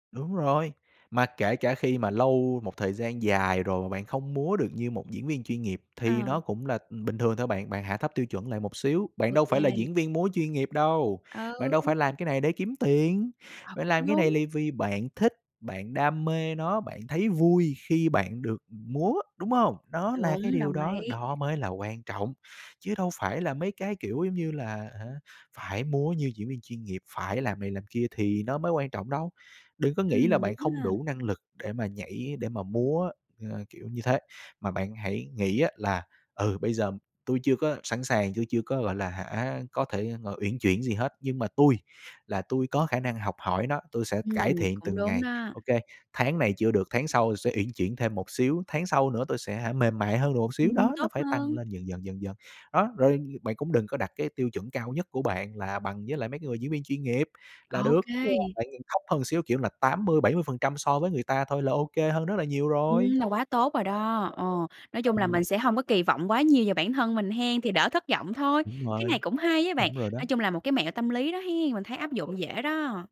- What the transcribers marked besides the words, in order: "là" said as "lày"; tapping; other background noise
- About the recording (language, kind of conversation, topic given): Vietnamese, advice, Bạn có đang ngại thử điều mới vì sợ mình không đủ năng lực không?